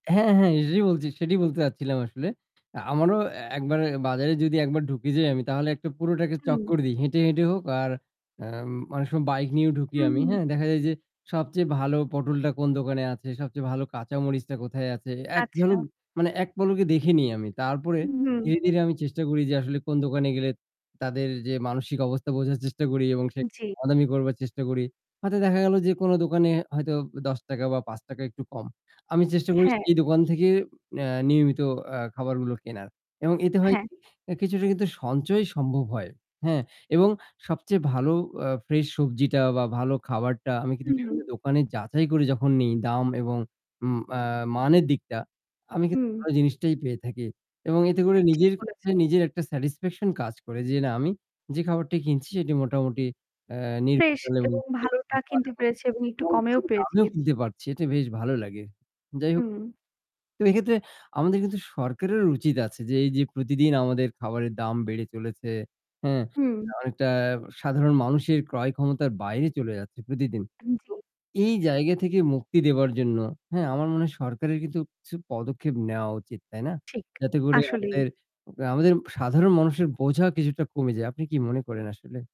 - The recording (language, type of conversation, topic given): Bengali, unstructured, খাবারের দাম বেড়ে যাওয়াকে আপনি কীভাবে মোকাবেলা করেন?
- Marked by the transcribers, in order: other background noise; static; distorted speech; unintelligible speech; tapping